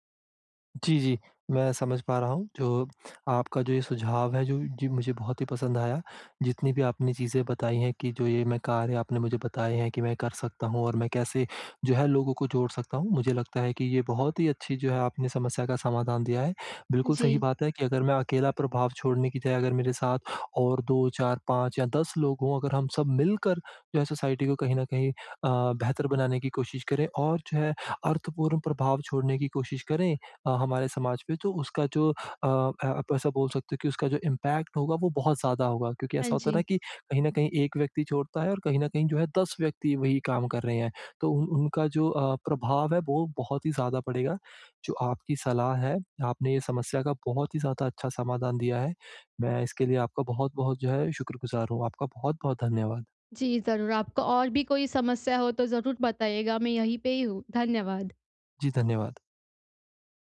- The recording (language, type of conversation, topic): Hindi, advice, मैं अपने जीवन से दूसरों पर सार्थक और टिकाऊ प्रभाव कैसे छोड़ सकता/सकती हूँ?
- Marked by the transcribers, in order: in English: "सोसाइटी"; in English: "इम्पैक्ट"